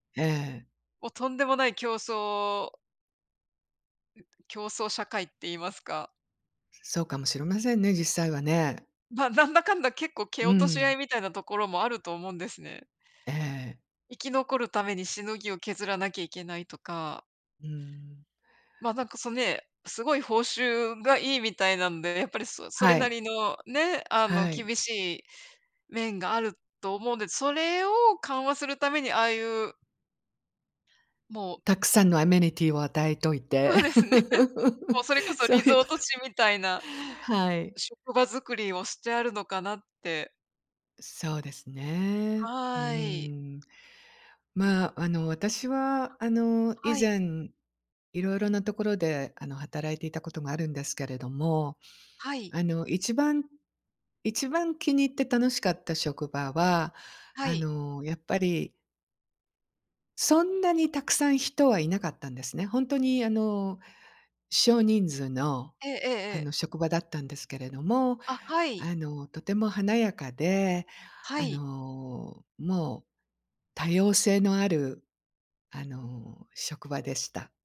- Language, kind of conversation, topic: Japanese, unstructured, 理想の職場環境はどんな場所ですか？
- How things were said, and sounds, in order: chuckle; laugh